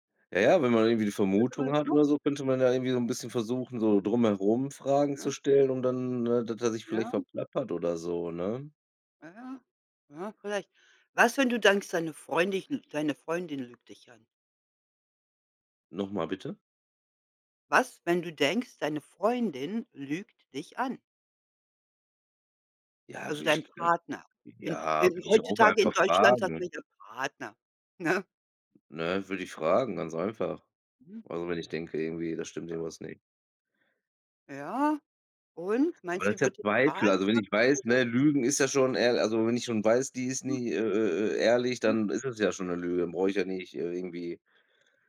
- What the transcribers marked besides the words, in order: unintelligible speech; "Freundin" said as "Freundich"; unintelligible speech; laughing while speaking: "ne?"; other background noise
- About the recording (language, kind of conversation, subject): German, unstructured, Wie wichtig ist Ehrlichkeit in einer Beziehung für dich?